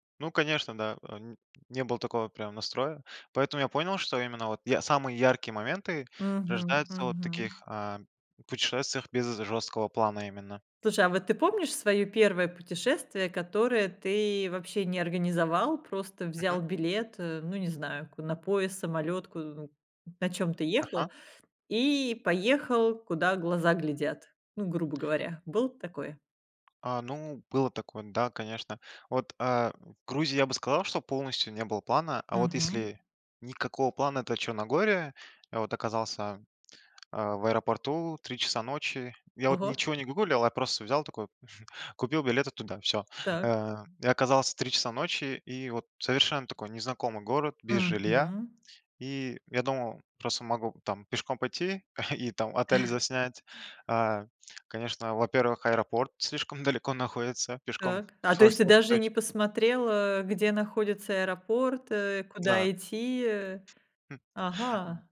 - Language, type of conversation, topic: Russian, podcast, Чему тебя научило путешествие без жёсткого плана?
- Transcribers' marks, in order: tapping; chuckle; laughing while speaking: "и"; chuckle; unintelligible speech